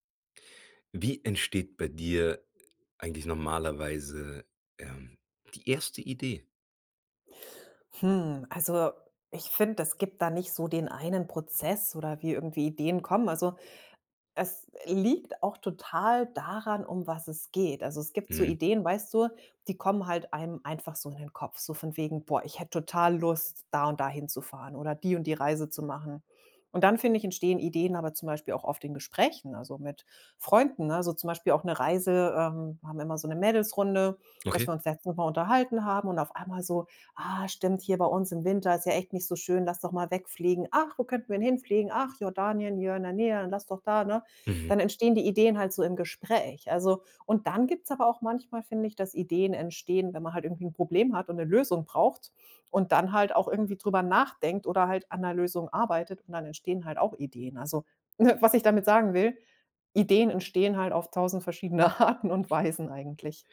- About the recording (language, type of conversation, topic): German, podcast, Wie entsteht bei dir normalerweise die erste Idee?
- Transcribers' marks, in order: put-on voice: "Ah stimmt hier bei uns … doch da, ne?"; unintelligible speech; chuckle; laughing while speaking: "Arten"